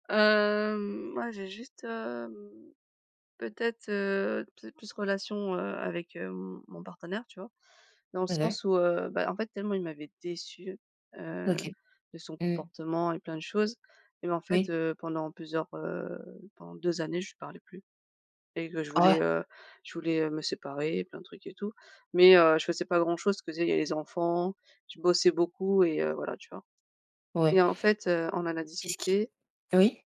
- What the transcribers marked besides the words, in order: drawn out: "Hem"; drawn out: "hem"
- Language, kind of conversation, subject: French, unstructured, Penses-tu que tout le monde mérite une seconde chance ?